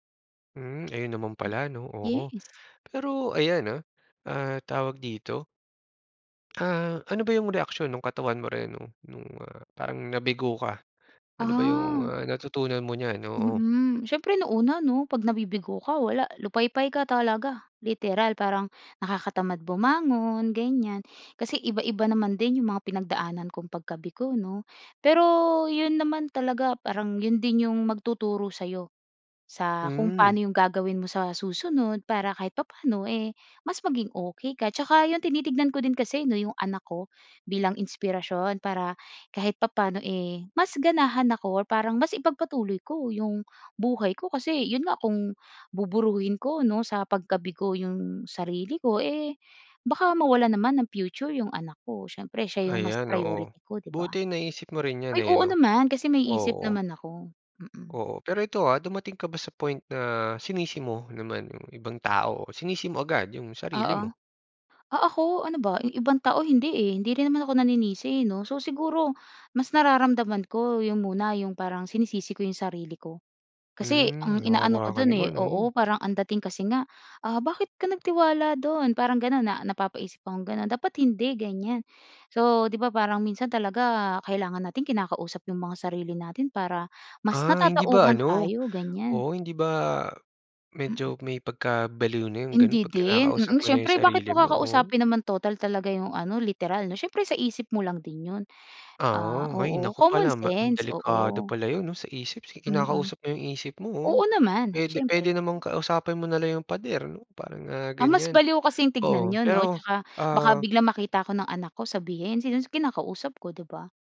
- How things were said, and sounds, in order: other background noise; "sino" said as "sinons"
- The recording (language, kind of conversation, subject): Filipino, podcast, Ano ang pinakamalaking aral na natutunan mo mula sa pagkabigo?